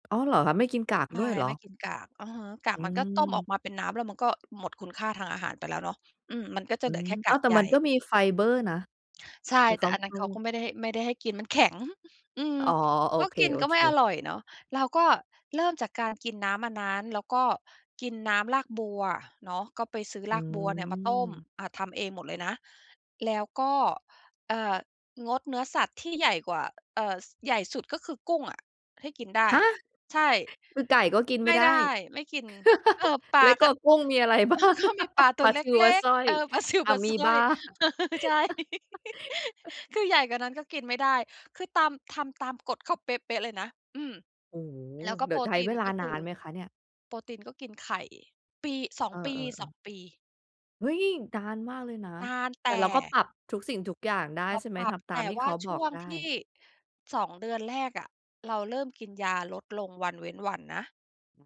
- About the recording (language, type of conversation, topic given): Thai, podcast, คุณเคยล้มเหลวเรื่องการดูแลสุขภาพ แล้วกลับมาดูแลตัวเองจนสำเร็จได้อย่างไร?
- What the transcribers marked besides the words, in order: tapping; unintelligible speech; stressed: "แข็ง"; laugh; laughing while speaking: "เออ เขา"; laughing while speaking: "บ้าง"; laughing while speaking: "ปลาซิว ปลาสร้อย เออ ใช่"; giggle; laugh